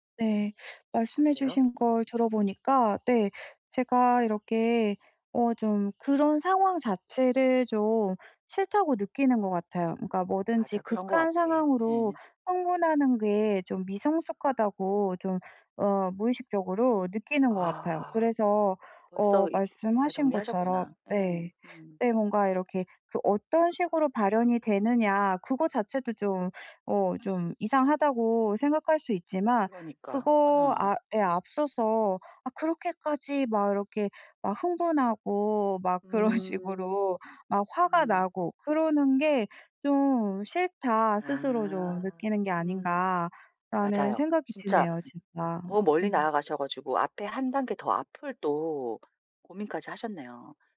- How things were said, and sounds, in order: tapping; laughing while speaking: "그런"
- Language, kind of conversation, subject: Korean, advice, 충동과 갈망을 더 잘 알아차리려면 어떻게 해야 할까요?